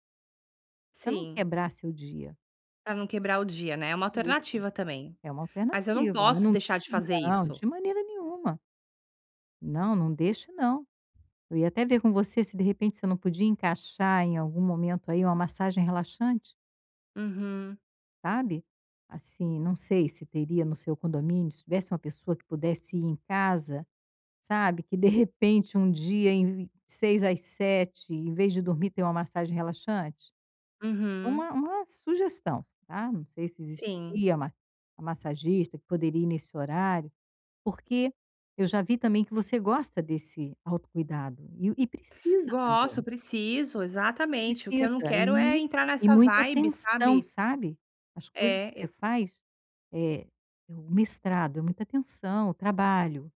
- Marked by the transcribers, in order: none
- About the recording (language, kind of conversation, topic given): Portuguese, advice, Como posso criar rotinas de lazer sem me sentir culpado?